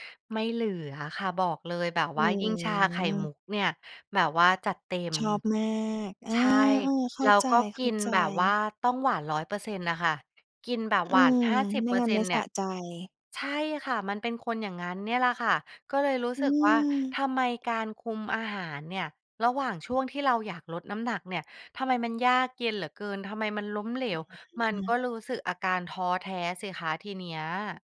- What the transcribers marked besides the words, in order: none
- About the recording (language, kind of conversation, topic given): Thai, advice, ทำไมฉันถึงควบคุมอาหารไม่สำเร็จระหว่างลดน้ำหนัก และควรเริ่มปรับอย่างไร?